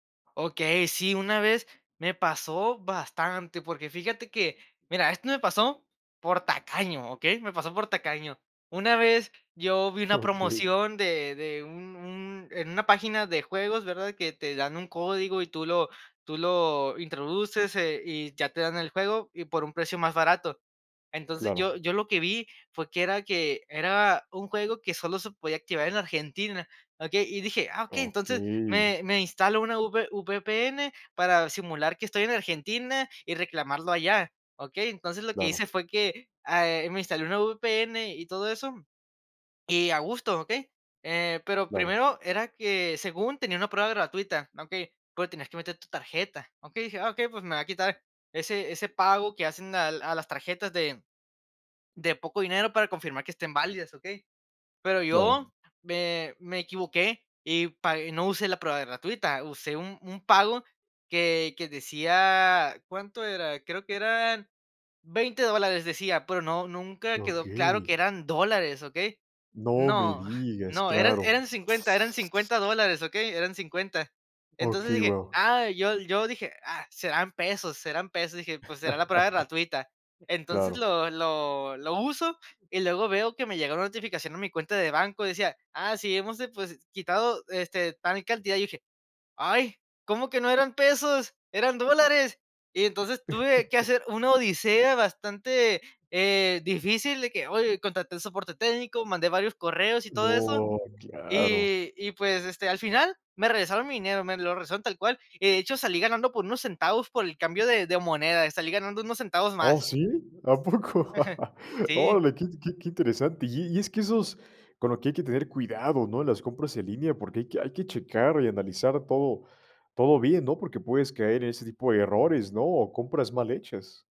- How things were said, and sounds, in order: laughing while speaking: "Okey"; other background noise; chuckle; laugh; chuckle; laughing while speaking: "¿a poco?, órale"; chuckle
- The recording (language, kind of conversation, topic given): Spanish, podcast, ¿Qué retos traen los pagos digitales a la vida cotidiana?